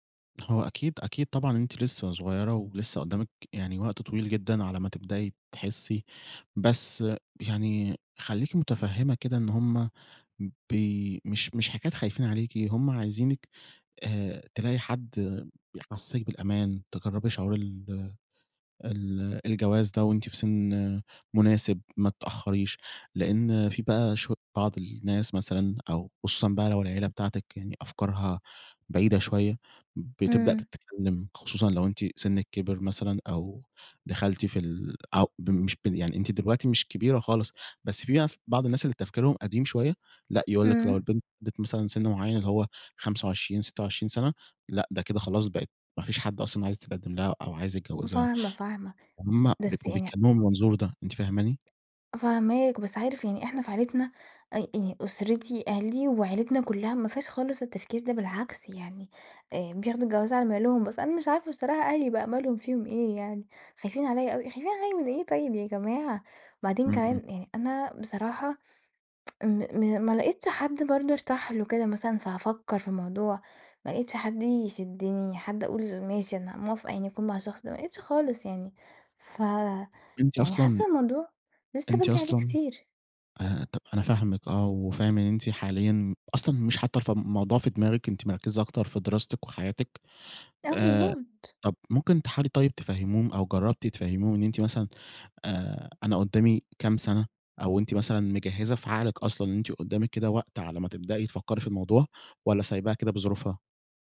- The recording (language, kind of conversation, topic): Arabic, advice, إزاي أتعامل مع ضغط العيلة إني أتجوز في سن معيّن؟
- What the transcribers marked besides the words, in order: tapping; tsk